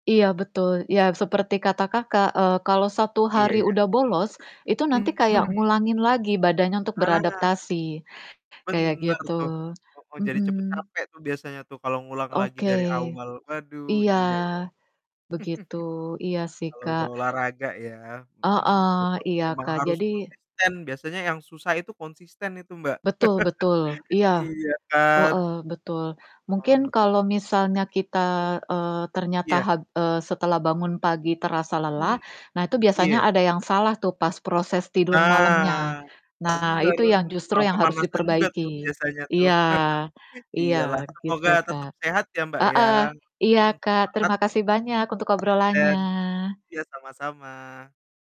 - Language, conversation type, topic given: Indonesian, unstructured, Bagaimana olahraga membantu mengurangi stres dalam hidupmu?
- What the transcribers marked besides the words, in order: distorted speech; chuckle; laugh; chuckle; other background noise; tapping